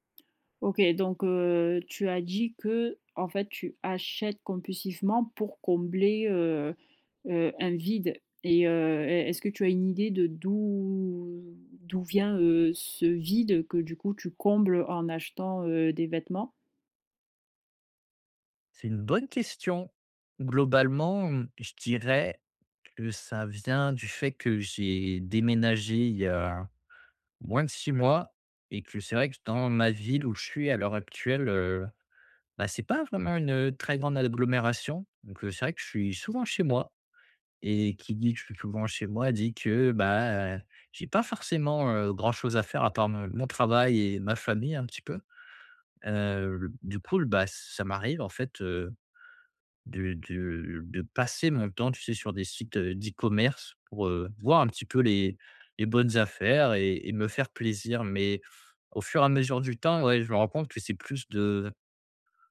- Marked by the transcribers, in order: none
- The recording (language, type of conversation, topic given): French, advice, Comment puis-je mieux contrôler mes achats impulsifs au quotidien ?